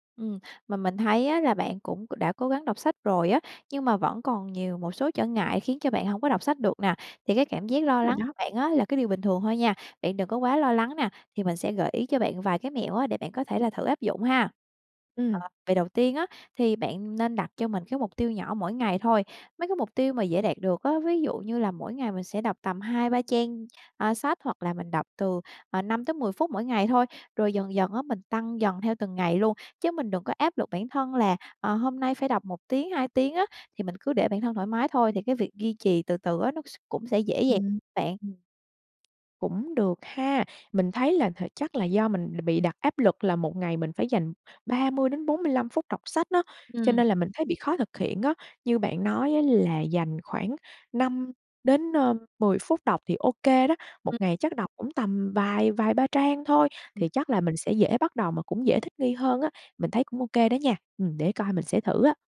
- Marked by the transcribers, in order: none
- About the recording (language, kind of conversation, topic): Vietnamese, advice, Làm thế nào để duy trì thói quen đọc sách hằng ngày khi tôi thường xuyên bỏ dở?